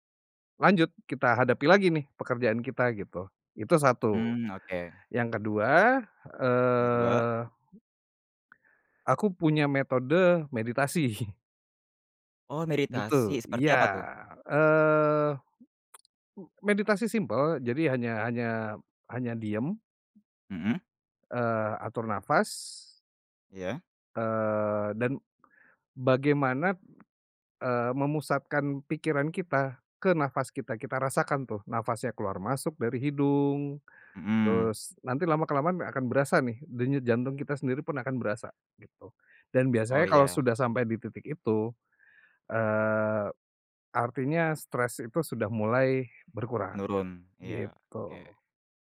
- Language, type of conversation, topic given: Indonesian, podcast, Gimana cara kamu ngatur stres saat kerjaan lagi numpuk banget?
- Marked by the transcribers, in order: other background noise; tapping; chuckle